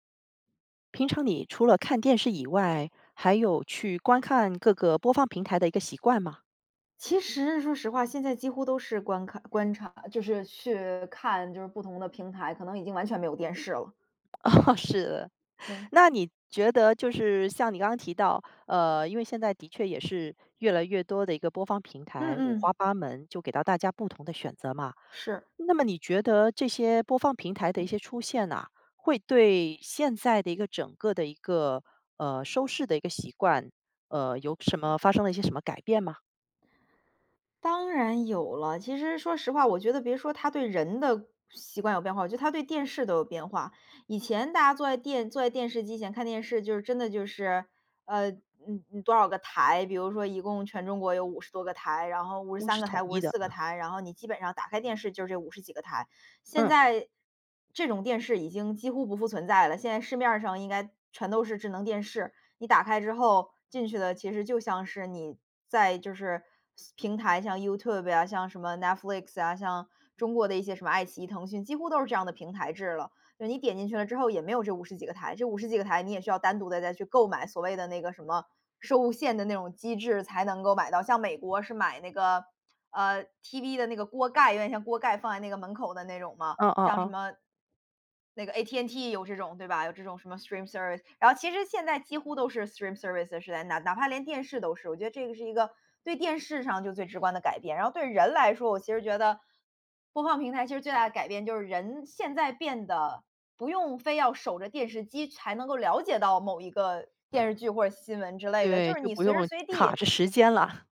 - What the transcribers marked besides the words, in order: tongue click; laughing while speaking: "哦，是的"; tapping; other background noise; in English: "Streamservice"; in English: "Streamservice"; laughing while speaking: "了"
- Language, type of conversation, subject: Chinese, podcast, 播放平台的兴起改变了我们的收视习惯吗？